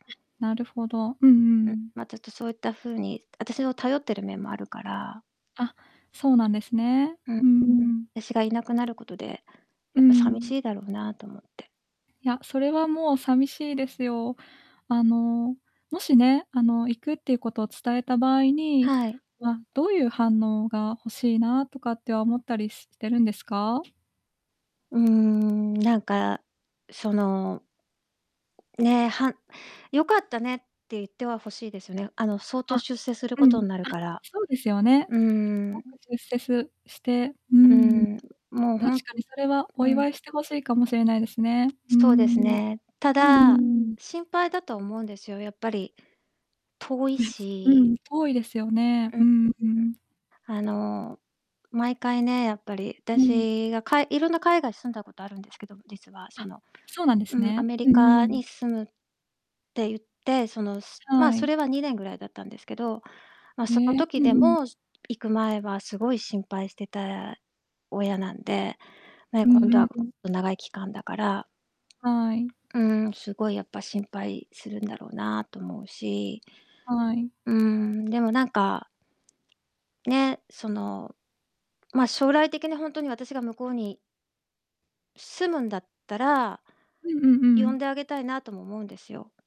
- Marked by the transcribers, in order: other background noise; distorted speech; tapping; unintelligible speech
- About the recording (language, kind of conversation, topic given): Japanese, advice, 友人や家族に別れをどのように説明すればよいか悩んでいるのですが、どう伝えるのがよいですか？